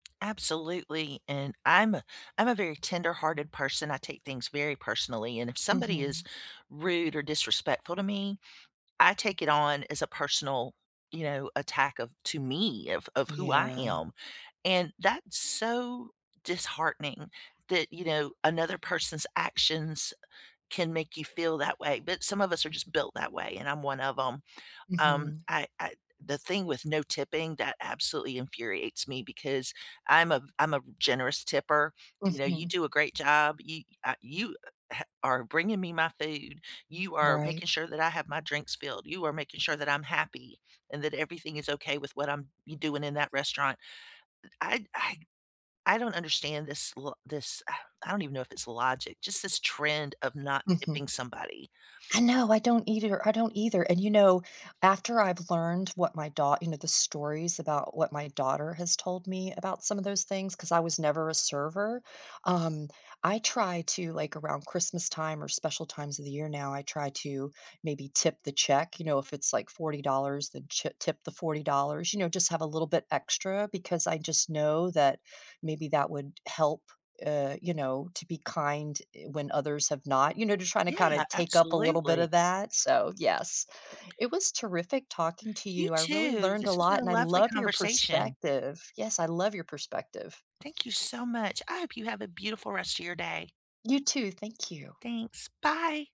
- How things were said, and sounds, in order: scoff
- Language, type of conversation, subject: English, unstructured, What does kindness mean to you in everyday life?
- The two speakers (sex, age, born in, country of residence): female, 55-59, United States, United States; female, 55-59, United States, United States